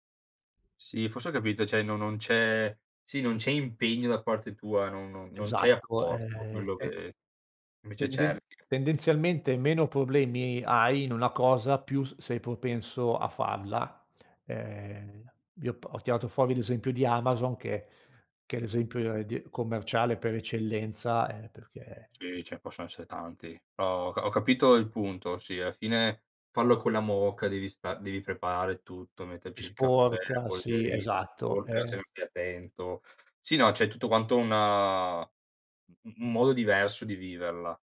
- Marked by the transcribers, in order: none
- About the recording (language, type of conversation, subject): Italian, podcast, Quali piccole abitudini ti hanno davvero cambiato la vita?
- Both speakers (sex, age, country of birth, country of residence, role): male, 30-34, Italy, Italy, host; male, 50-54, Italy, Italy, guest